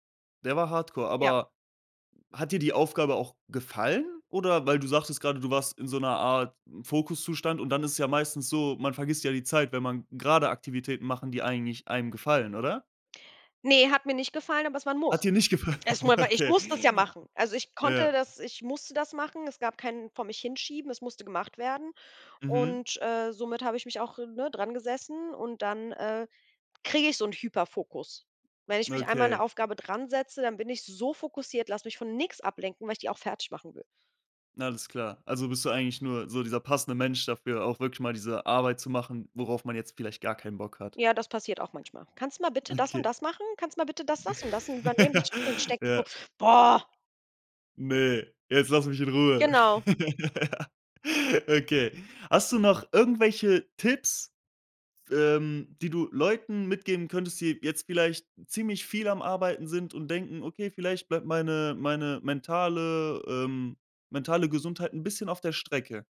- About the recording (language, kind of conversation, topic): German, podcast, Wie findest du die Balance zwischen Arbeit und Freizeit?
- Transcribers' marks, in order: laughing while speaking: "gefallen?"; chuckle; other background noise; stressed: "so"; stressed: "nix"; chuckle; unintelligible speech; laugh